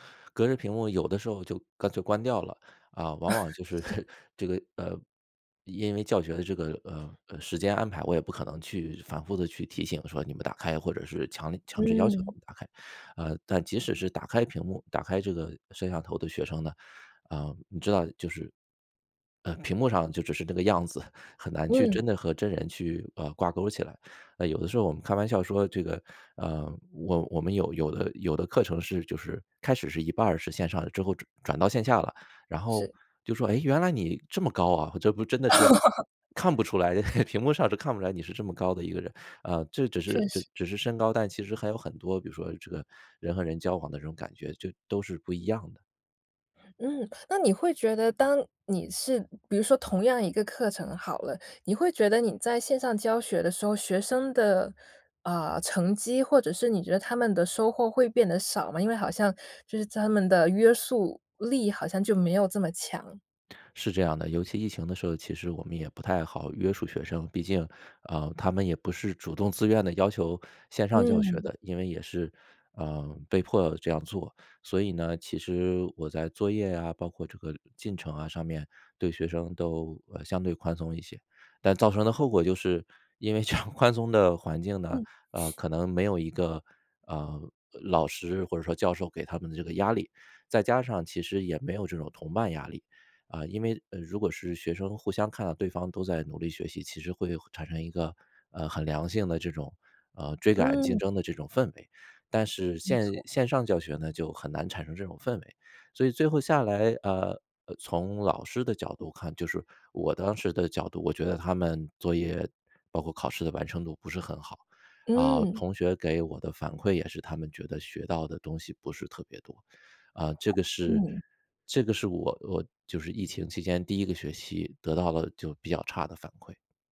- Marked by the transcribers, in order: laugh; chuckle; laugh; laughing while speaking: "这样"; sniff; unintelligible speech
- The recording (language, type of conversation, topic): Chinese, podcast, 你怎么看现在的线上教学模式？